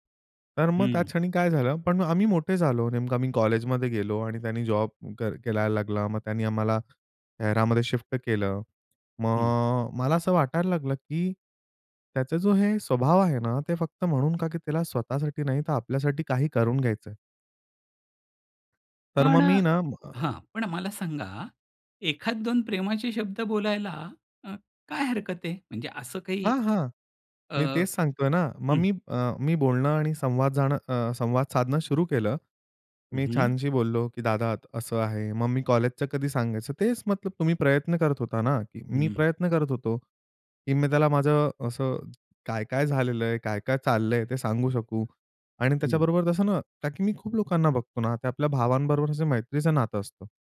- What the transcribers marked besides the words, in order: tapping
- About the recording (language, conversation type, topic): Marathi, podcast, भावंडांशी दूरावा झाला असेल, तर पुन्हा नातं कसं जुळवता?